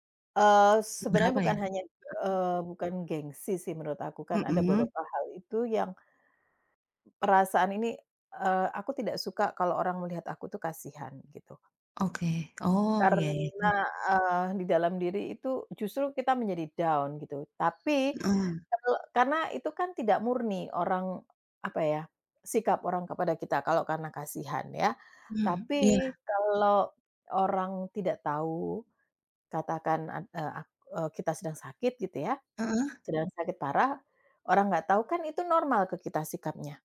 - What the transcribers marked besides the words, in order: tapping; other background noise; in English: "down"
- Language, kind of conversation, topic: Indonesian, unstructured, Apa yang membuat sebuah persahabatan bertahan lama?